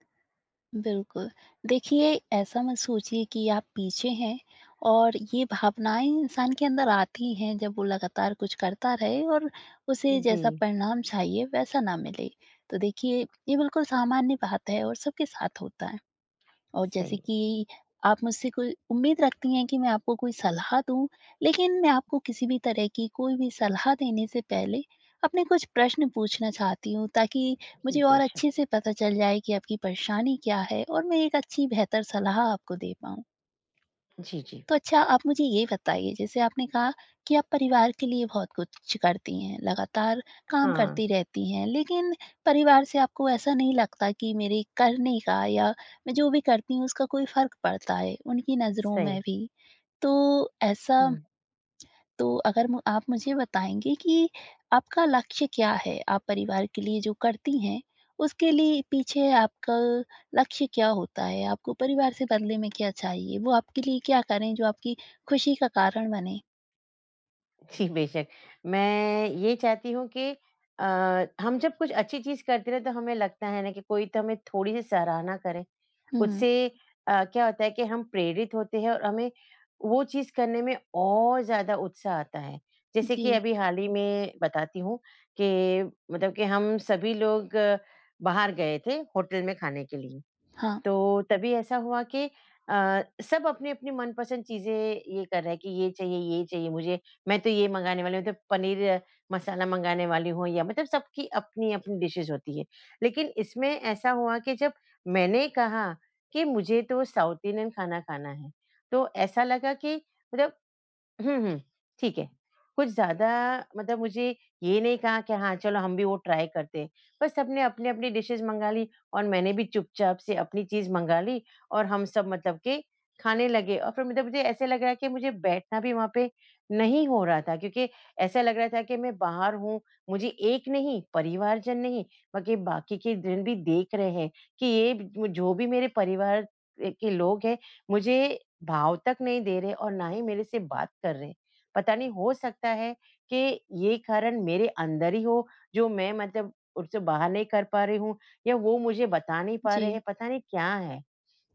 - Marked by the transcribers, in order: lip smack; tapping; laughing while speaking: "जी, बेशक"; in English: "डिशेस"; in English: "साउथ इंडियन"; in English: "ट्राई"; in English: "डिशेस"
- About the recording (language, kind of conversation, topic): Hindi, advice, जब प्रगति बहुत धीमी लगे, तो मैं प्रेरित कैसे रहूँ और चोट से कैसे बचूँ?
- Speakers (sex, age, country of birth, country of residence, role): female, 20-24, India, India, advisor; female, 50-54, India, India, user